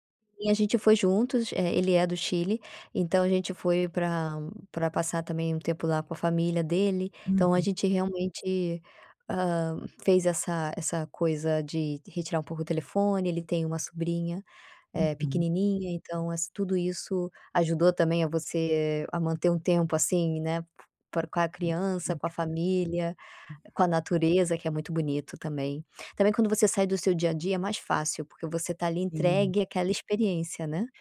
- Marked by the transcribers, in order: tapping; other background noise
- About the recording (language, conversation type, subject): Portuguese, podcast, Como você faz detox digital quando precisa descansar?